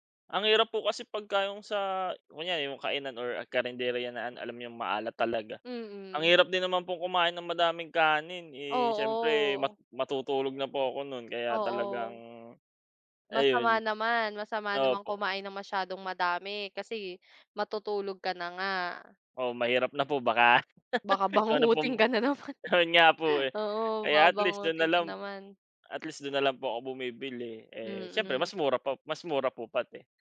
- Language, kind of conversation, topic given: Filipino, unstructured, Ano ang palagay mo sa sobrang alat ng mga pagkain ngayon?
- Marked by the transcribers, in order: laugh; laughing while speaking: "bangungutin ka na naman"